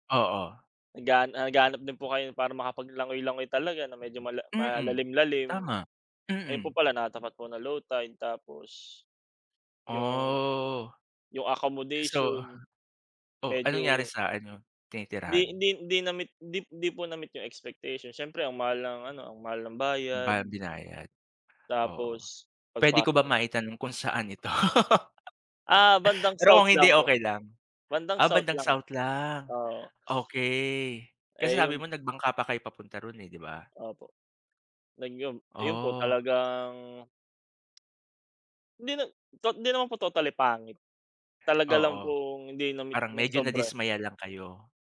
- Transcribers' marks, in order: drawn out: "Oh"; laugh
- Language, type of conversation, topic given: Filipino, unstructured, Ano ang nangyari sa isang paglilibot na ikinasama ng loob mo?